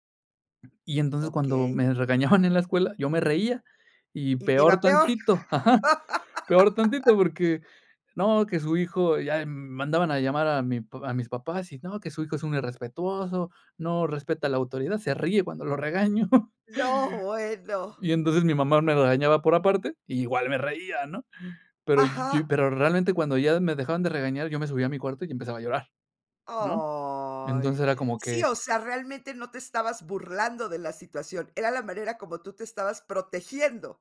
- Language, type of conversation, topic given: Spanish, podcast, ¿Qué significa para ti ser auténtico al crear?
- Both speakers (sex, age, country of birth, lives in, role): female, 60-64, Mexico, Mexico, host; male, 30-34, Mexico, Mexico, guest
- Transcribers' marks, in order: tapping; laugh; chuckle; drawn out: "Ay"